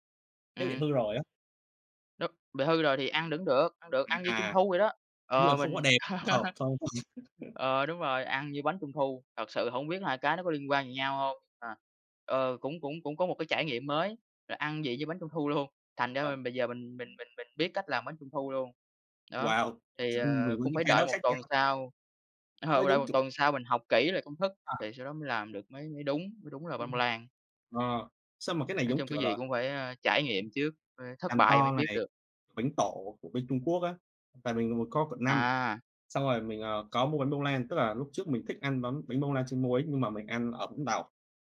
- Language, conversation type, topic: Vietnamese, unstructured, Bạn đã bao giờ thử làm bánh hoặc nấu một món mới chưa?
- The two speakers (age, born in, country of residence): 20-24, Vietnam, Vietnam; 30-34, Vietnam, Vietnam
- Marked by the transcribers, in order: laugh; tapping; laughing while speaking: "luôn"; unintelligible speech; laughing while speaking: "ờ"; other background noise